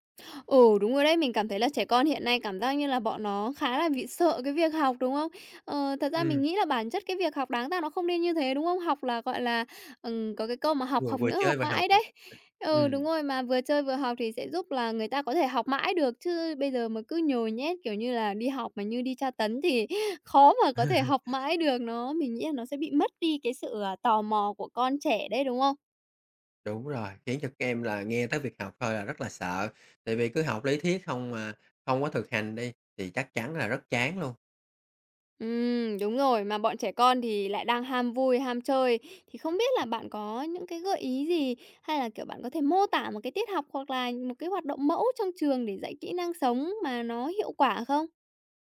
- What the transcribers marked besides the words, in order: other background noise; tapping; laugh
- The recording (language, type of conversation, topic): Vietnamese, podcast, Bạn nghĩ nhà trường nên dạy kỹ năng sống như thế nào?